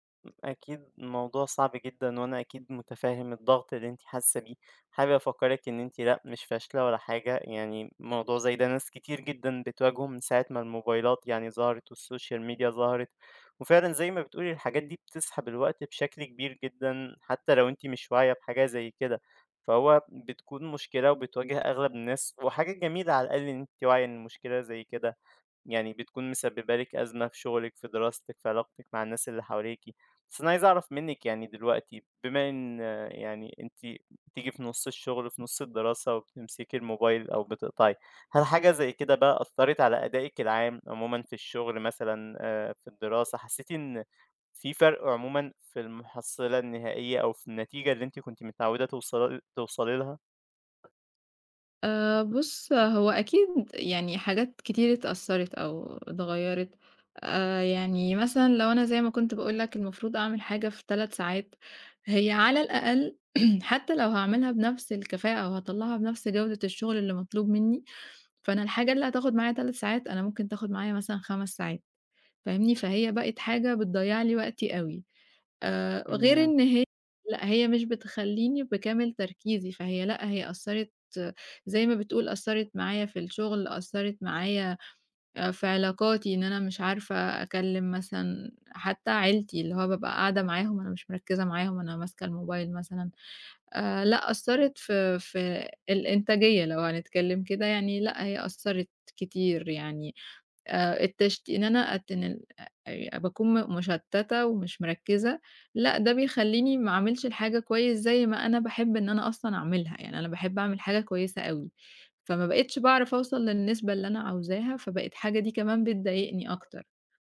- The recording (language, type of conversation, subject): Arabic, advice, إزاي الموبايل والسوشيال ميديا بيشتتوك وبيأثروا على تركيزك؟
- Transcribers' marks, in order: other noise; in English: "والsocial media"; other background noise; tapping; throat clearing